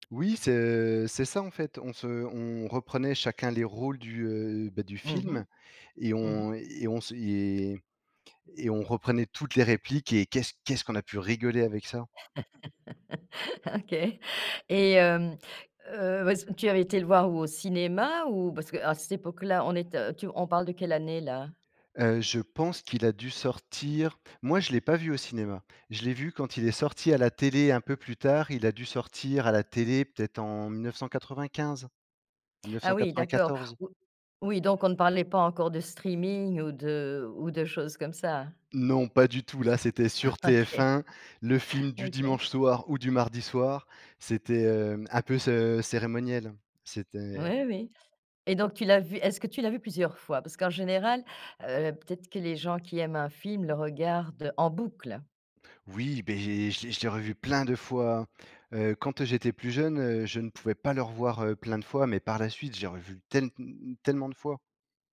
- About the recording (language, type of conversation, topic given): French, podcast, Quels films te reviennent en tête quand tu repenses à ton adolescence ?
- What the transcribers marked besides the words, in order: laugh; laughing while speaking: "OK"